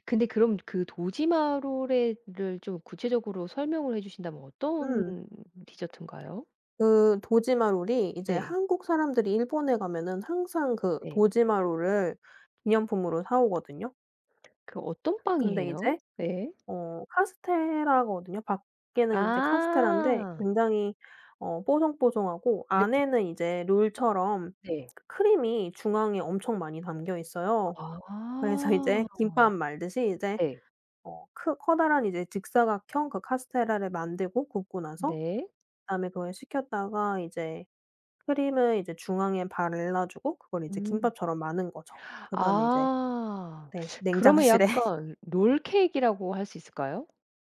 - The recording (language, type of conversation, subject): Korean, podcast, 집에서 느끼는 작은 행복은 어떤 건가요?
- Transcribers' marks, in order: tapping; laughing while speaking: "그래서 이제"; laughing while speaking: "냉장실에"